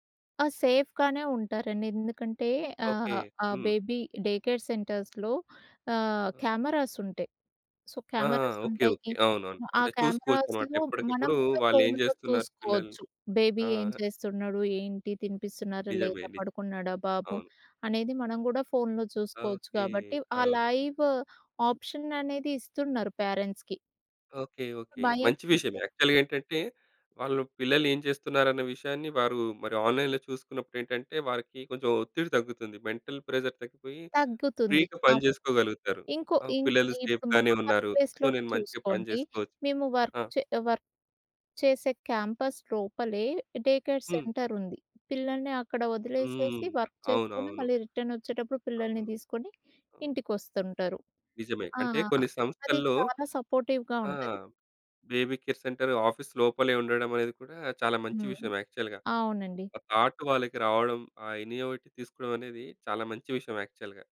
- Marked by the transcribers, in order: in English: "సేఫ్‌గానే"; in English: "బేబీ డే కేర్ సెంటర్స్‌లో"; in English: "కెమెరాస్"; in English: "సో, కెమెరాస్"; in English: "కెమెరాస్‌లో"; in English: "బేబీ"; in English: "లైవ్ ఆప్షన్"; in English: "ప్యారెంట్స్‌కి"; in English: "యాక్చువల్‌గా"; in English: "ఆన్‌లైన్‌లో"; in English: "మెంటల్ ప్రెషర్"; in English: "ఫ్రీ‌గా"; in English: "వర్క్ ప్లేస్‌లోనే"; in English: "సేఫ్‌గానే"; in English: "సో"; in English: "వర్క్"; in English: "వర్క్"; in English: "క్యాంపస్"; in English: "డే కేర్ సెంటర్"; in English: "వర్క్"; in English: "రిటర్న్"; in English: "సపోర్టివ్‌గా"; in English: "బేబీ కేర్ సెంటర్ ఆఫీస్"; in English: "యాక్చువల్‌గా"; in English: "థాట్"; in English: "ఇన్నోవేటివ్"; in English: "యాక్చువల్‌గా"
- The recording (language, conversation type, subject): Telugu, podcast, పని లక్ష్యాలు కుటుంబ జీవనంతో ఎలా సమతుల్యం చేసుకుంటారు?